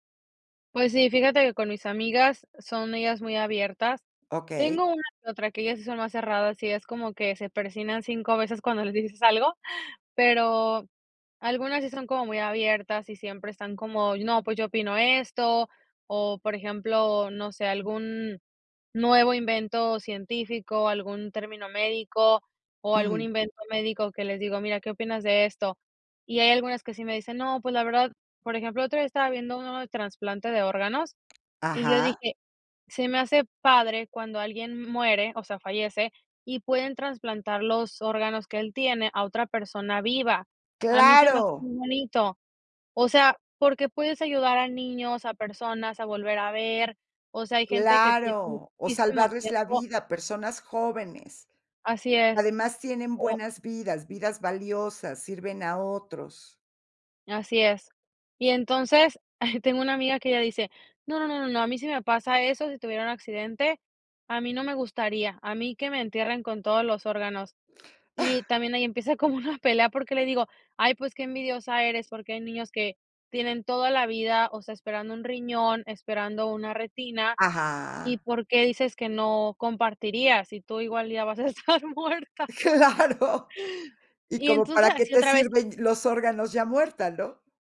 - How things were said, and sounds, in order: other background noise; tapping; chuckle; laughing while speaking: "como una"; laughing while speaking: "vas a estar muerta?"; laughing while speaking: "Claro"
- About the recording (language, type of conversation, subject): Spanish, podcast, ¿Cómo puedes expresar tu punto de vista sin pelear?